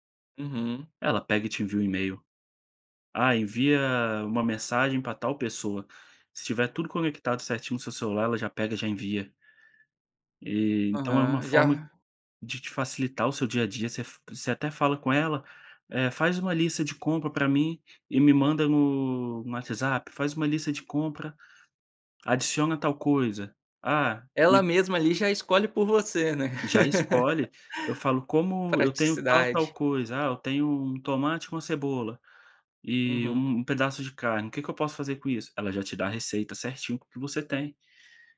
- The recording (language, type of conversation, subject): Portuguese, podcast, Como a tecnologia mudou o seu dia a dia?
- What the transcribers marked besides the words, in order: laugh